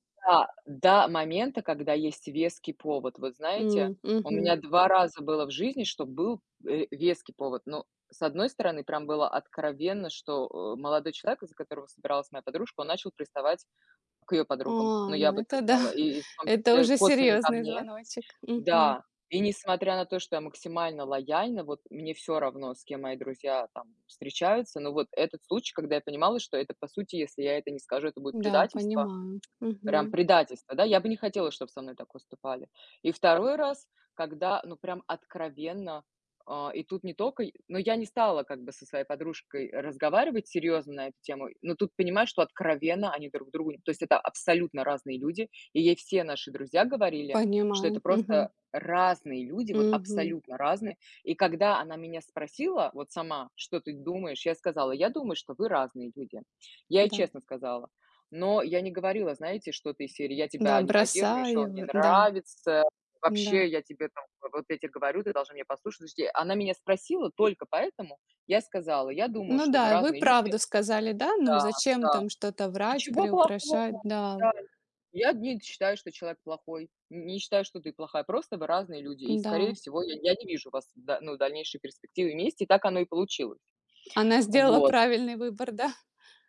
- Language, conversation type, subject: Russian, unstructured, Почему для тебя важна поддержка друзей?
- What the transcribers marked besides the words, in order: chuckle; tapping; stressed: "разные"; chuckle